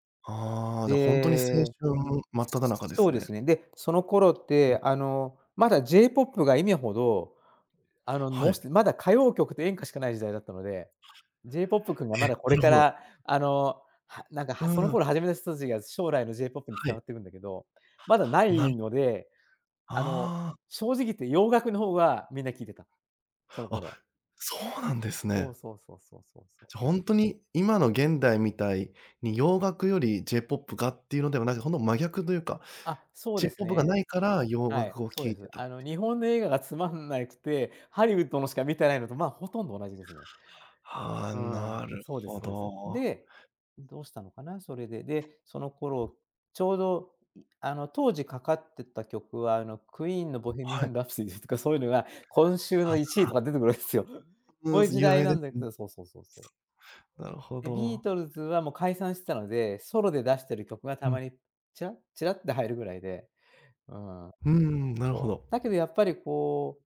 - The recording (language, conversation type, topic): Japanese, podcast, 影響を受けたアーティストは誰ですか？
- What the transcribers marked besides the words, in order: "今" said as "いみゃ"; tapping; other background noise; unintelligible speech; unintelligible speech